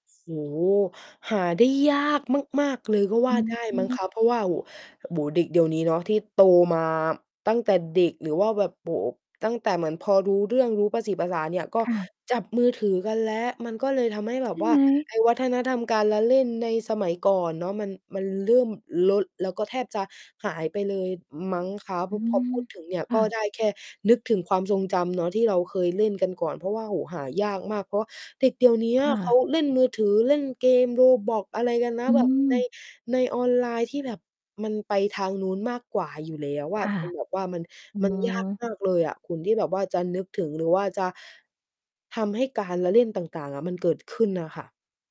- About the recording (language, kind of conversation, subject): Thai, podcast, คุณมีความทรงจำเกี่ยวกับการเล่นแบบไหนที่ยังติดใจมาจนถึงวันนี้?
- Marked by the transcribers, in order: stressed: "ยาก"; distorted speech; other background noise